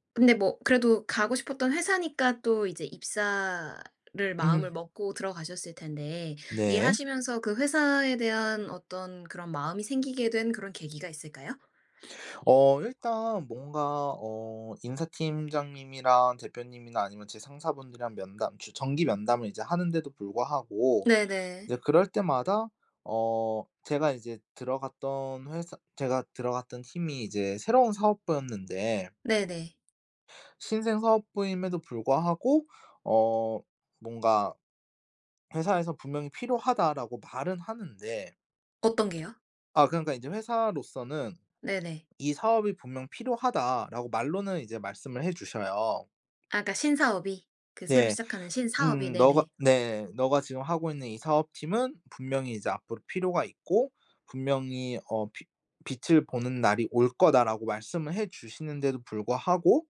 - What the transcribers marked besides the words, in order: sniff; other background noise
- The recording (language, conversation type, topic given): Korean, podcast, 직업을 바꾸게 된 계기가 무엇이었나요?